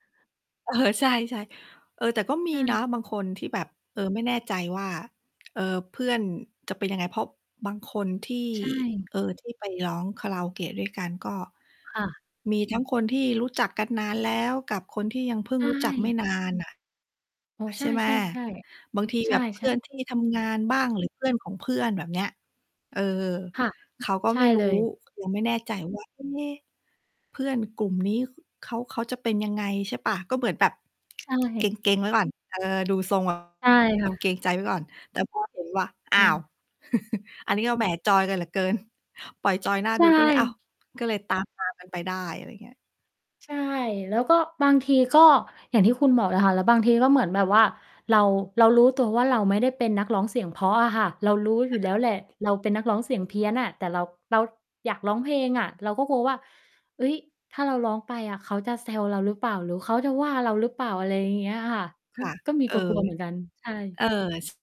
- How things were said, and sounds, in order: static; laughing while speaking: "เออ"; mechanical hum; distorted speech; tapping; chuckle; unintelligible speech; other background noise
- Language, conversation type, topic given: Thai, unstructured, คุณเคยไปร้องคาราโอเกะไหม และมักจะเลือกเพลงอะไรไปร้อง?
- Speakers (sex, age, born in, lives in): female, 25-29, Thailand, Thailand; female, 40-44, Thailand, Thailand